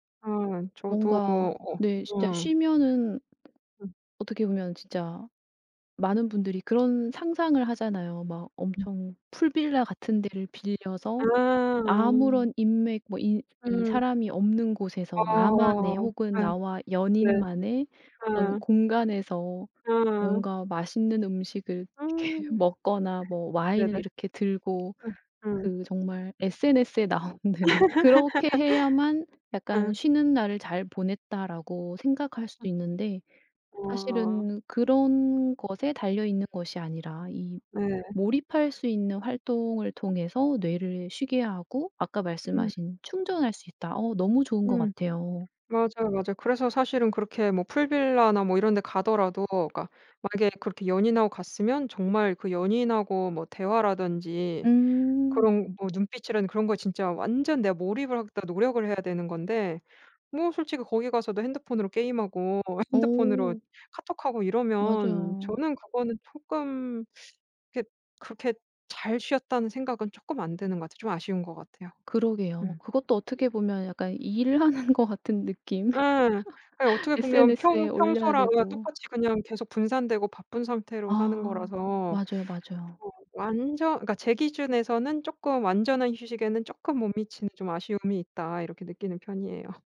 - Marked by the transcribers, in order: other background noise; tapping; laughing while speaking: "이렇게"; laughing while speaking: "나오는"; laugh; laughing while speaking: "핸드폰으로"; unintelligible speech; laughing while speaking: "일하는 것"; laugh; laughing while speaking: "편이에요"
- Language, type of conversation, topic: Korean, podcast, 쉬는 날을 진짜로 쉬려면 어떻게 하세요?